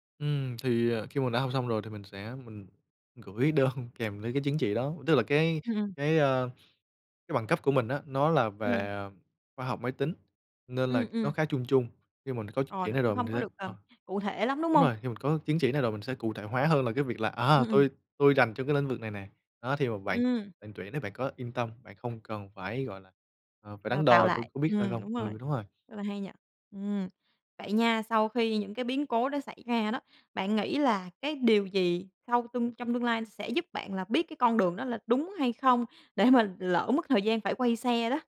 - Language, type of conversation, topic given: Vietnamese, podcast, Bạn làm thế nào để biết mình đang đi đúng hướng?
- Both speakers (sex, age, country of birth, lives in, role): female, 25-29, Vietnam, Vietnam, host; male, 25-29, Vietnam, Vietnam, guest
- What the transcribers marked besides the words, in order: laughing while speaking: "đơn"; tapping; laughing while speaking: "để mà"